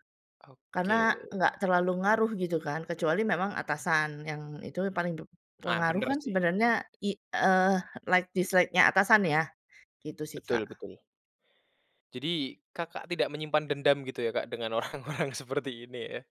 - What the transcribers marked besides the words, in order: in English: "like dislike-nya"; laughing while speaking: "orang-orang"
- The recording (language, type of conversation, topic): Indonesian, podcast, Apa saja tips untuk orang yang takut memulai perubahan?